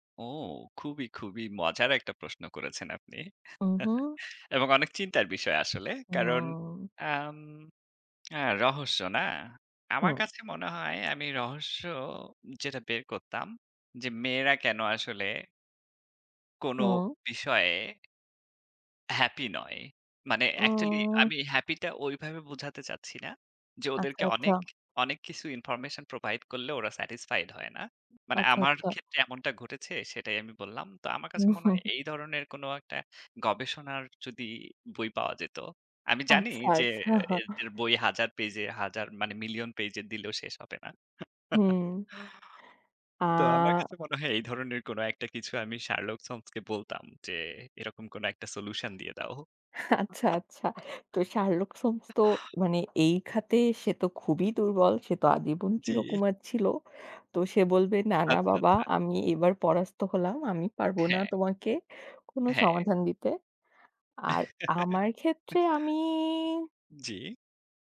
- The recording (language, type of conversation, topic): Bengali, unstructured, কল্পনা করো, তুমি যদি এক দিনের জন্য যেকোনো বইয়ের চরিত্র হতে পারতে, তাহলে কোন চরিত্রটি বেছে নিতে?
- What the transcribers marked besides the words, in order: tapping; chuckle; drawn out: "উম"; lip smack; drawn out: "উম"; chuckle; chuckle; laughing while speaking: "আচ্ছা, আচ্ছা"; chuckle; other background noise; chuckle; drawn out: "আমি"